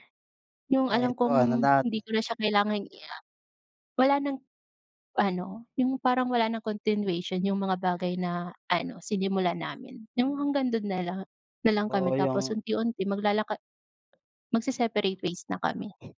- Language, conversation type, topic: Filipino, unstructured, Paano mo tinutulungan ang sarili mo na makaahon mula sa masasakit na alaala?
- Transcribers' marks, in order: other background noise; tapping